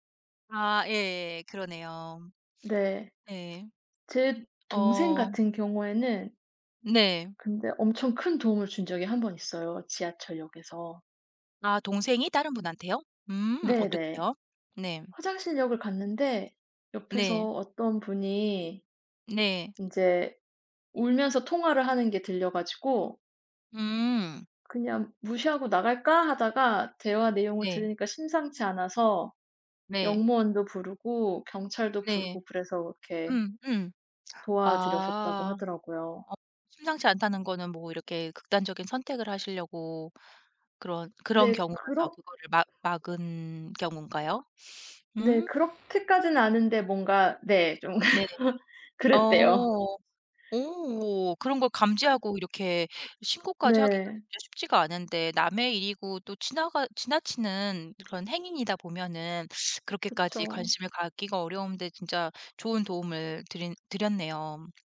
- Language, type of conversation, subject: Korean, unstructured, 도움이 필요한 사람을 보면 어떻게 행동하시나요?
- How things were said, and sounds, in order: other background noise; laugh; tapping